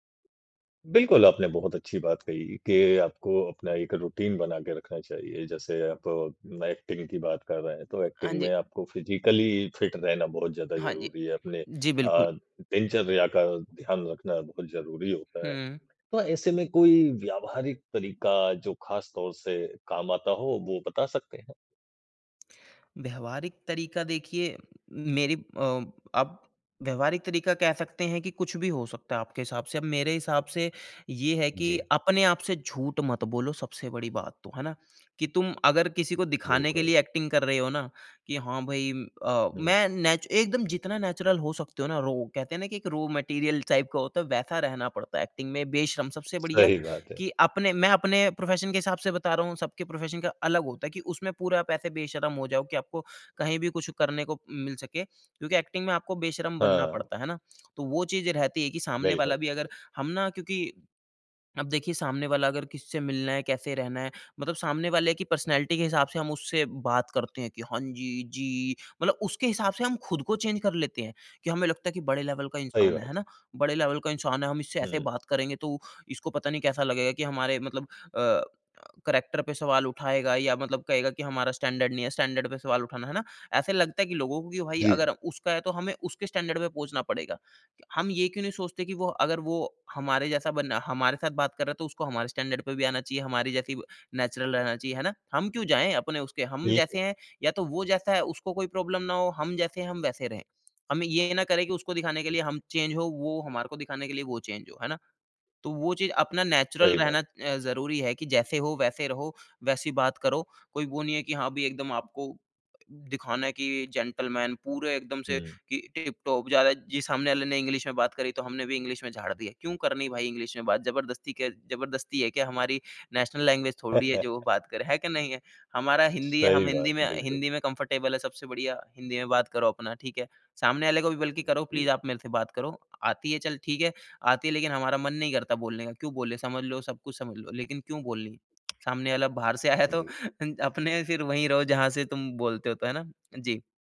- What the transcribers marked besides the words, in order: in English: "रूटीन"; in English: "एक्टिंग"; in English: "एक्टिंग"; in English: "फ़िज़िकली फ़िट"; lip smack; in English: "एक्टिंग"; in English: "नेचुरल"; in English: "रॉ मटेरियल टाइप"; in English: "एक्टिंग"; in English: "प्रोफ़ेशन"; other background noise; in English: "प्रोफ़ेशन"; in English: "एक्टिंग"; in English: "पर्सनैलिटी"; put-on voice: "हाँ जी, जी"; in English: "चेंज"; in English: "लेवल"; in English: "लेवल"; in English: "कैरेक्टर"; in English: "स्टैंडर्ड"; in English: "स्टैंडर्ड"; in English: "स्टैंडर्ड"; in English: "स्टैंडर्ड"; in English: "नेचुरल"; in English: "प्रॉब्लम"; in English: "चेंज"; in English: "चेंज"; in English: "नेचुरल"; in English: "जेंटलमैन"; in English: "टिप-टॉप"; in English: "इंग्लिश"; in English: "इंग्लिश"; in English: "इंग्लिश"; in English: "नेशनल लैंग्वेज"; chuckle; in English: "कंफ़र्टेबल"; in English: "प्लीज़"; tapping; laughing while speaking: "से आया तो"
- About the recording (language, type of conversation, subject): Hindi, podcast, आप सीखने की जिज्ञासा को कैसे जगाते हैं?